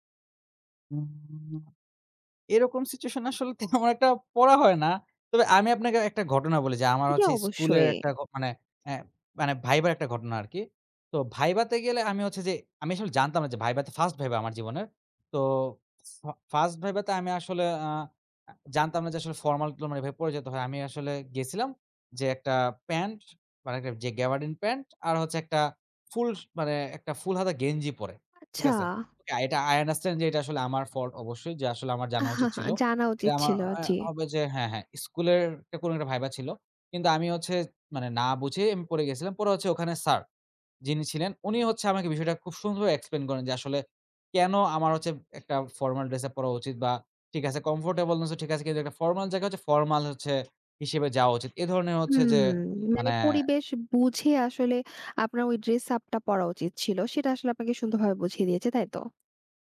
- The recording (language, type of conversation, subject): Bengali, podcast, স্টাইল বদলানোর ভয় কীভাবে কাটিয়ে উঠবেন?
- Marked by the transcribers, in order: drawn out: "উম"; laughing while speaking: "তেমন"; other background noise; tapping; chuckle; drawn out: "হু"